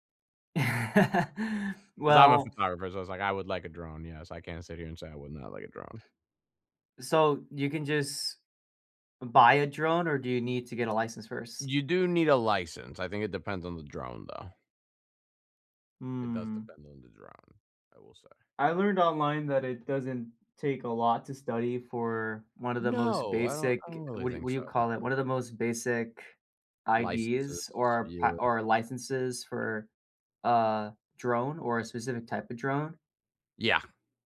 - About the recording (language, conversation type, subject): English, unstructured, How does technology help in emergencies?
- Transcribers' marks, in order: laugh; other background noise; tapping